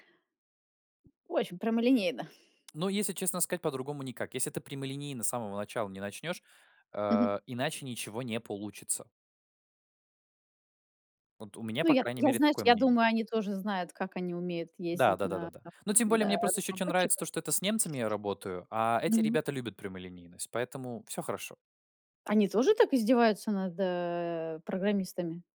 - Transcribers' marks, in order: other background noise; tapping
- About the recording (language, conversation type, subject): Russian, podcast, Как выстроить границы между удалённой работой и личным временем?
- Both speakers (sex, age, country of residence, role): female, 40-44, United States, host; male, 20-24, Poland, guest